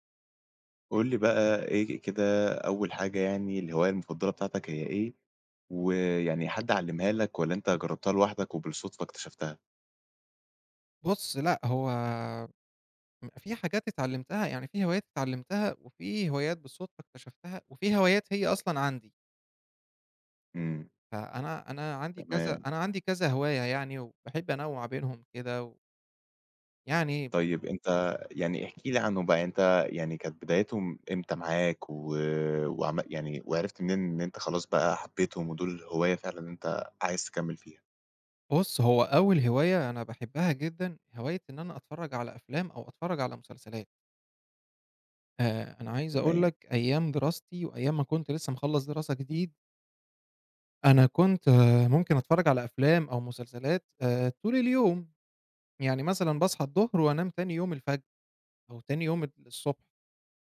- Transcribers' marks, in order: tapping
- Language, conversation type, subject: Arabic, podcast, احكيلي عن هوايتك المفضلة وإزاي بدأت فيها؟